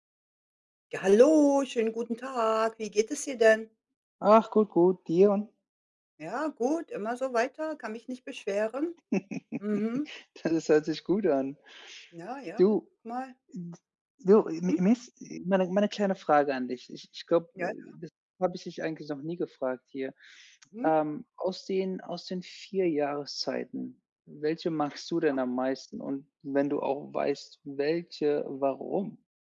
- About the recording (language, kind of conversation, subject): German, unstructured, Welche Jahreszeit magst du am liebsten und warum?
- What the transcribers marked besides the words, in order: joyful: "hallo, schönen guten Tag"; other background noise; giggle; tapping